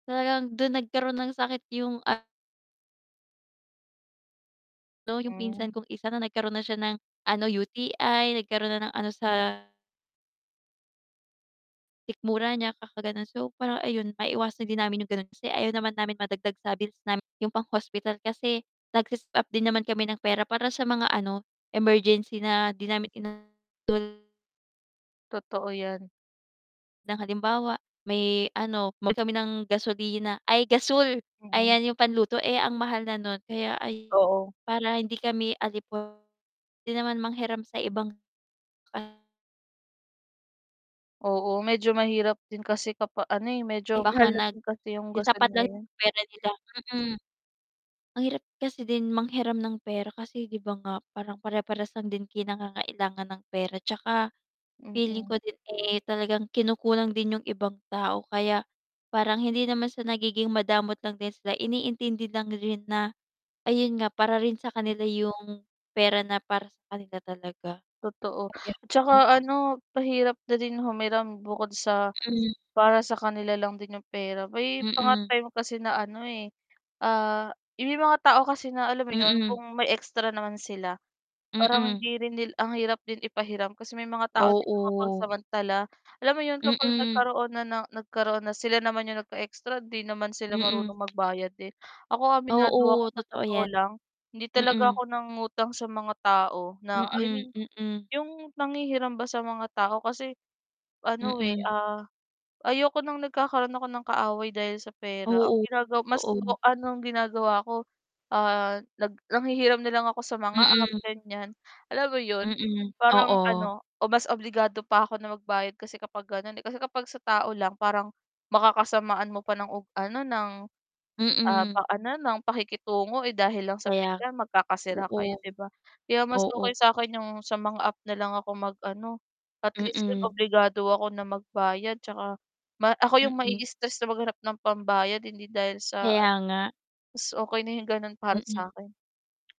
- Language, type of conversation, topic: Filipino, unstructured, Ano ang nararamdaman mo tungkol sa pagtaas ng presyo ng mga bilihin ngayon?
- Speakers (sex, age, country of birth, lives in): female, 25-29, Philippines, Philippines; female, 25-29, Philippines, Philippines
- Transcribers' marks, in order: static; distorted speech; unintelligible speech; unintelligible speech; unintelligible speech; tapping; other background noise